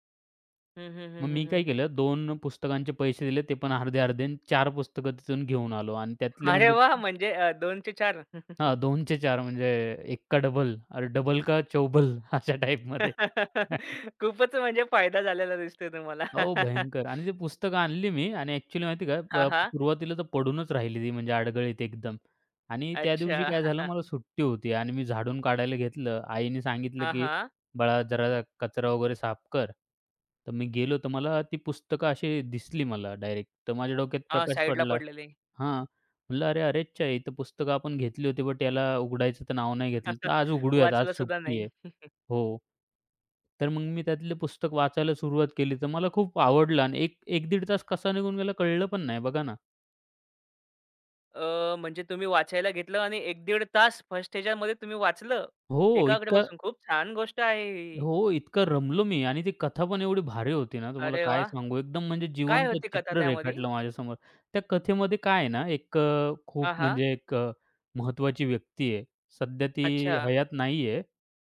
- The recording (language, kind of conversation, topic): Marathi, podcast, एखादा छंद तुम्ही कसा सुरू केला, ते सांगाल का?
- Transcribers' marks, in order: other background noise; chuckle; tapping; laughing while speaking: "चौबल, अशा टाइपमध्ये"; laugh; laughing while speaking: "खूपच म्हणजे फायदा झालेला दिसतोय तुम्हाला"; chuckle; chuckle; chuckle; chuckle; chuckle